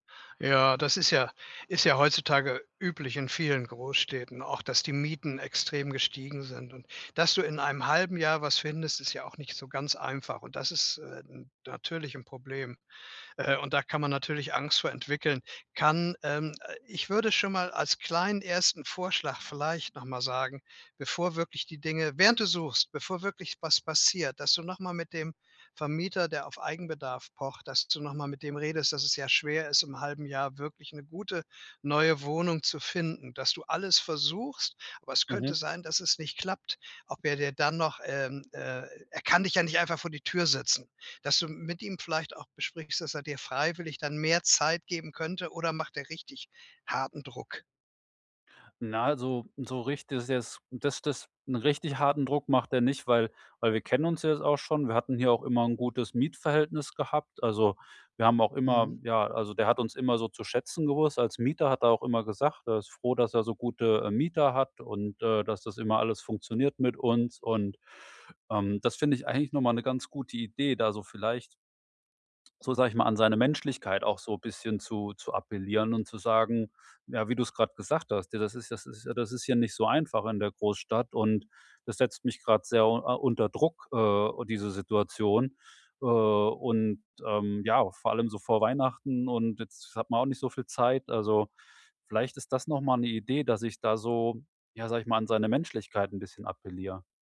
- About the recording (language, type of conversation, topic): German, advice, Wie treffe ich große Entscheidungen, ohne Angst vor Veränderung und späterer Reue zu haben?
- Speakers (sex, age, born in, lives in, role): male, 45-49, Germany, Germany, user; male, 70-74, Germany, Germany, advisor
- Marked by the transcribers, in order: other background noise